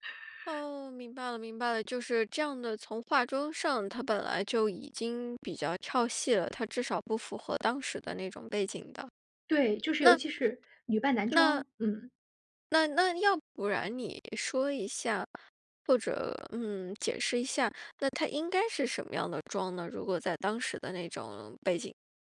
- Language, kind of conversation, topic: Chinese, podcast, 你对哪部电影或电视剧的造型印象最深刻？
- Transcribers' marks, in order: other background noise; tapping